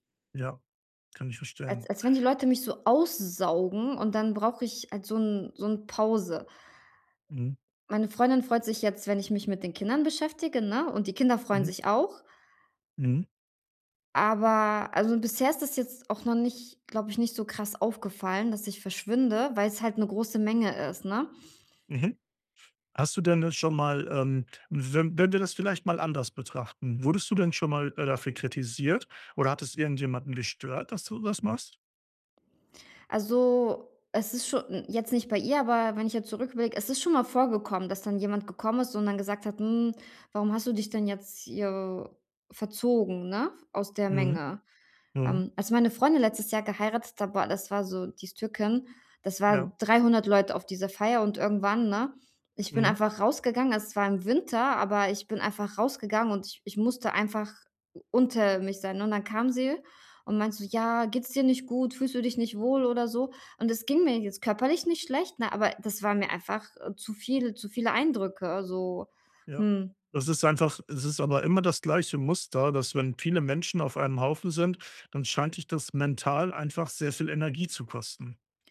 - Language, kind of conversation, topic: German, advice, Warum fühle ich mich bei Feiern mit Freunden oft ausgeschlossen?
- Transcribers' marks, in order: tapping; other background noise